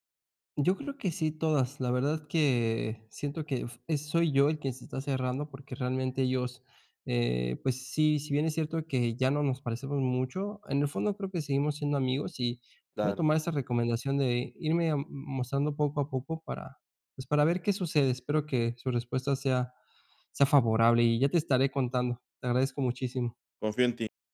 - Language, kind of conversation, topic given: Spanish, advice, ¿Cómo puedo ser más auténtico sin perder la aceptación social?
- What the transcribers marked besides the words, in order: none